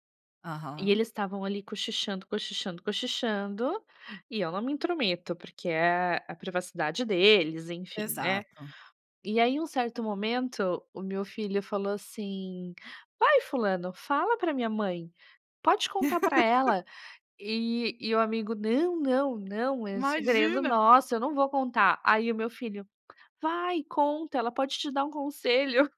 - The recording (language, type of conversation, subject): Portuguese, podcast, Como melhorar a comunicação entre pais e filhos?
- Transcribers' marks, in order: laugh